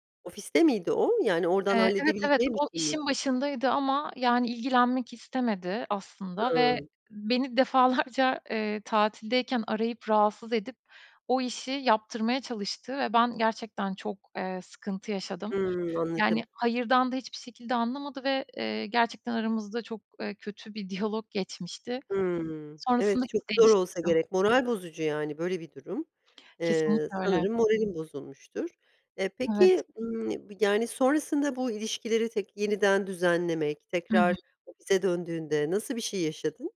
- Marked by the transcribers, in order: scoff
- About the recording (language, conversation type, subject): Turkish, podcast, İş ve özel hayat dengesini nasıl koruyorsun?